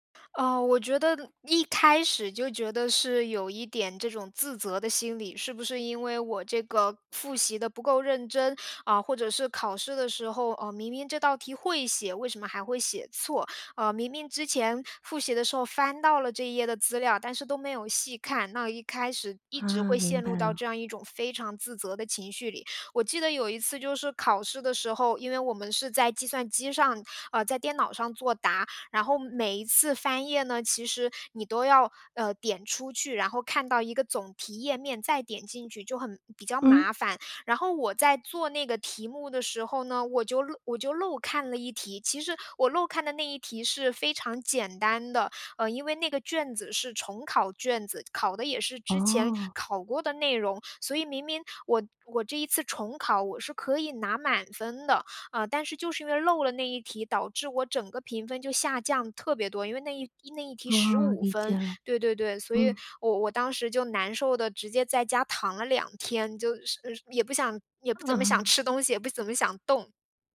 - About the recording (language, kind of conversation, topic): Chinese, advice, 我对自己要求太高，怎样才能不那么累？
- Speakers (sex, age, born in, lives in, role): female, 30-34, China, Germany, user; female, 40-44, China, Spain, advisor
- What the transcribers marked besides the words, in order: other background noise